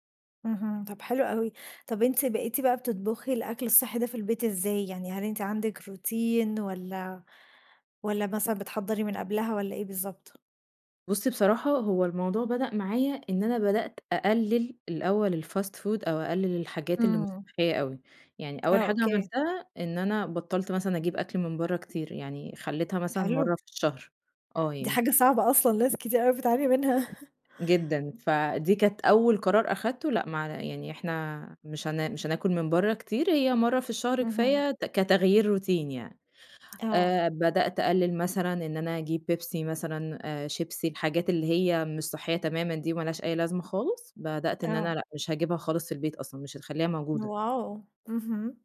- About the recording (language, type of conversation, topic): Arabic, podcast, إزاي تجهّز أكل صحي بسرعة في البيت؟
- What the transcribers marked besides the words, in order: in English: "روتين"; in English: "الfast food"; laugh; in English: "روتين"